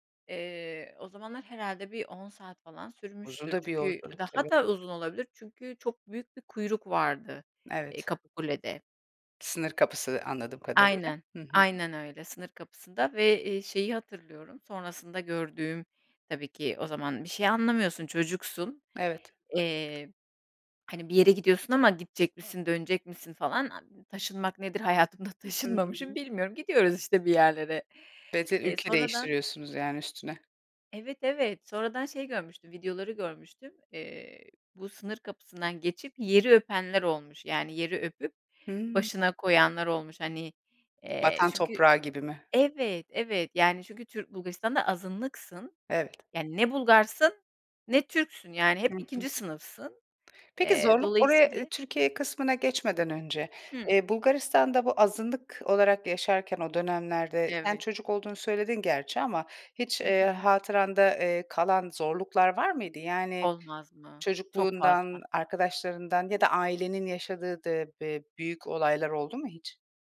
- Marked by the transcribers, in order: other background noise
- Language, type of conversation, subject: Turkish, podcast, Ailenizin göç hikâyesi nasıl başladı, anlatsana?